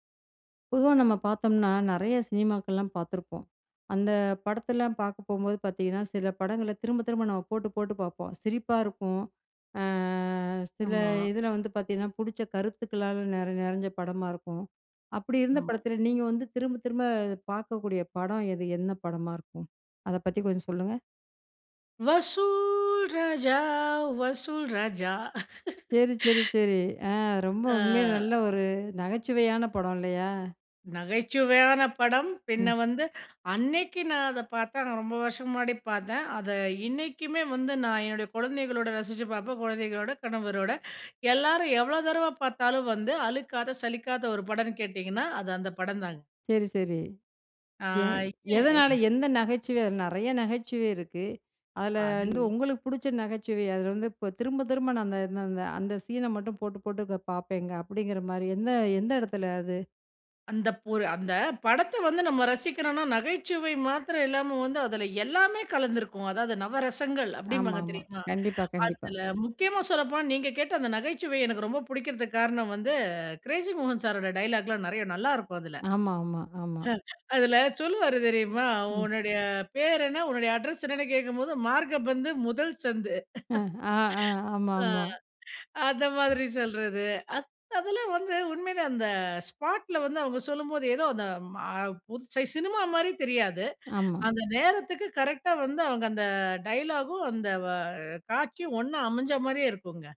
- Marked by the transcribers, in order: drawn out: "அ"; singing: "வசூல் ராஜா, வசூல் ராஜா"; laugh; unintelligible speech; other background noise; laughing while speaking: "அதுல சொல்லுவாரு தெரியுமா? உன்னுடைய பேர் … அந்த மாதிரி சொல்றது"; drawn out: "அ"; in English: "ஸ்பாட்டுல"
- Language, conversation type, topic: Tamil, podcast, நீங்கள் மீண்டும் மீண்டும் பார்க்கும் பழைய படம் எது, அதை மீண்டும் பார்க்க வைக்கும் காரணம் என்ன?